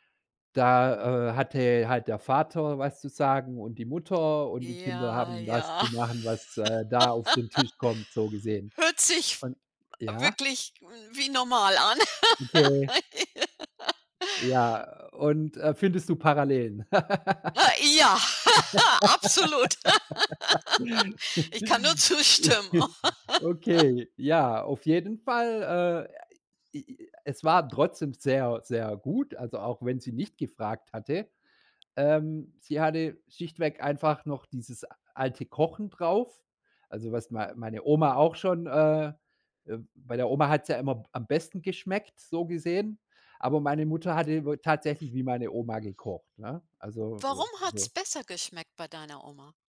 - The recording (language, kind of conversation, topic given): German, podcast, Welche Gerichte sind bei euch sonntags ein Muss?
- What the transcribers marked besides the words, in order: other background noise; giggle; laugh; laugh; giggle; giggle